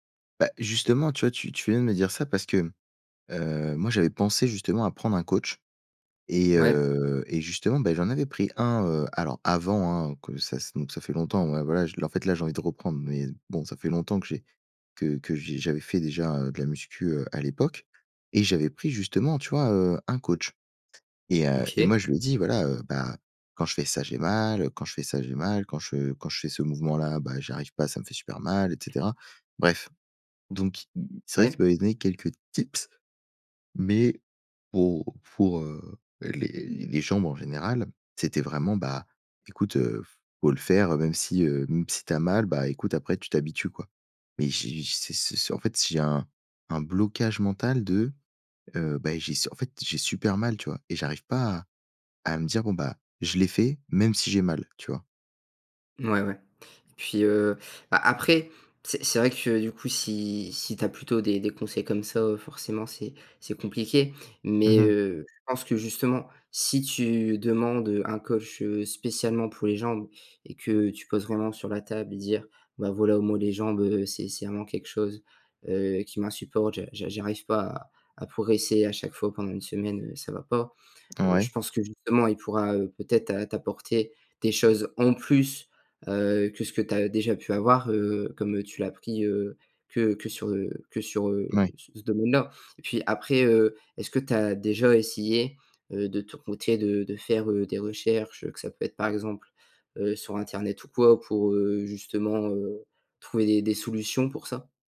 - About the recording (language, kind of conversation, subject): French, advice, Comment reprendre le sport après une longue pause sans risquer de se blesser ?
- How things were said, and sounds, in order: other background noise; in English: "tips"; stressed: "tips"; tapping; stressed: "en plus"